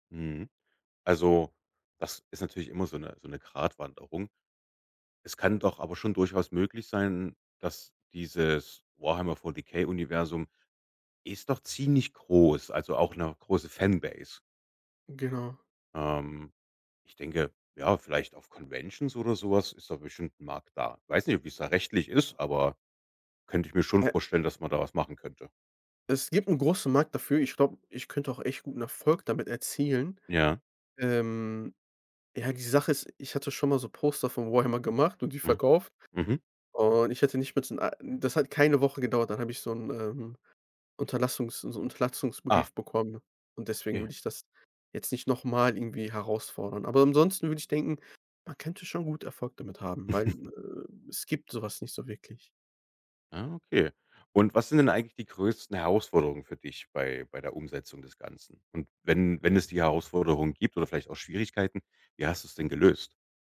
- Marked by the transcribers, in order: laughing while speaking: "Warhammer"; "mal" said as "mals"; chuckle
- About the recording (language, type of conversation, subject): German, podcast, Was war dein bisher stolzestes DIY-Projekt?